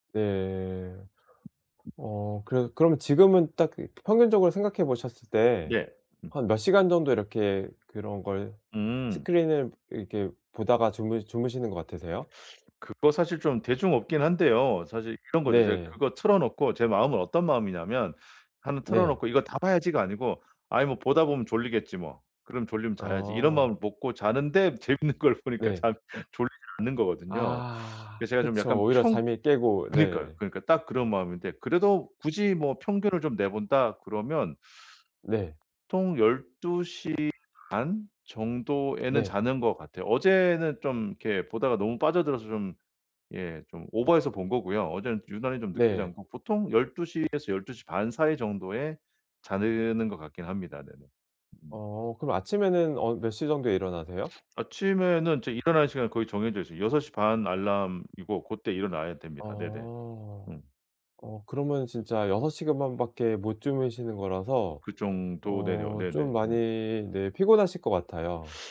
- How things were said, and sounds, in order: other background noise; laughing while speaking: "재밌는 걸 보니까 잠"; tapping
- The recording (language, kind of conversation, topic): Korean, advice, 취침 전에 화면 사용 시간을 줄이려면 어떻게 해야 하나요?